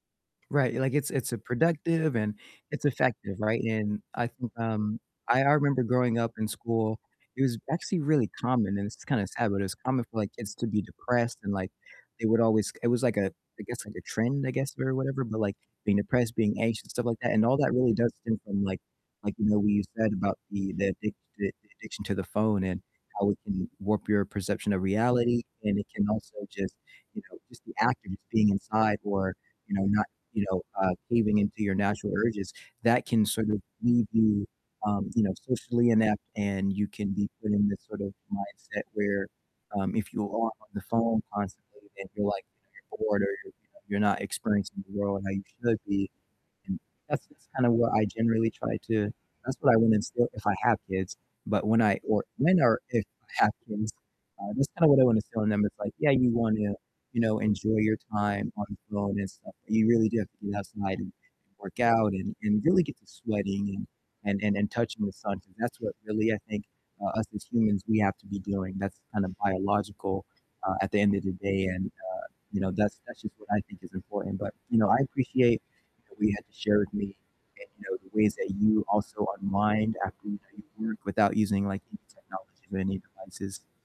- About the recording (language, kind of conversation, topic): English, unstructured, How do you unwind after work without using your phone or any screens?
- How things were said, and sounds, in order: tapping; static; distorted speech